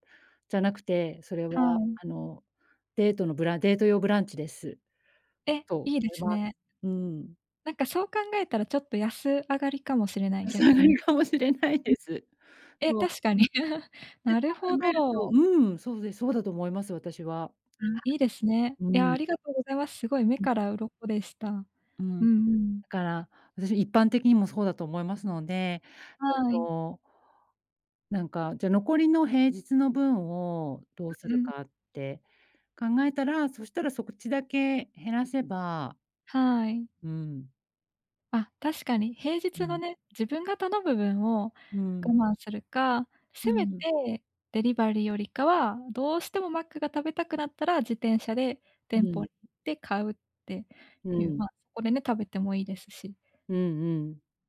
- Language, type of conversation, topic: Japanese, advice, 忙しくてついジャンクフードを食べてしまう
- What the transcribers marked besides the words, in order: laughing while speaking: "安上がりかもしれないです"; laugh